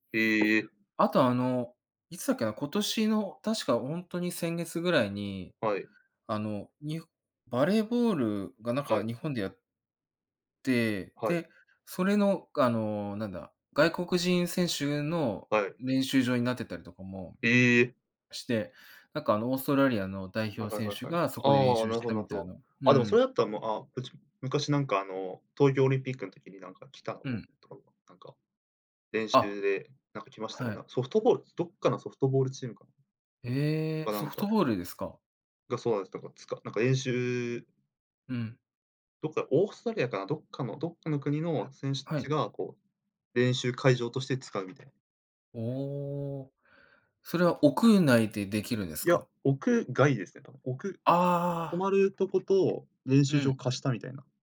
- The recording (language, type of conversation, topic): Japanese, unstructured, 地域のおすすめスポットはどこですか？
- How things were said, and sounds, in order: tapping; unintelligible speech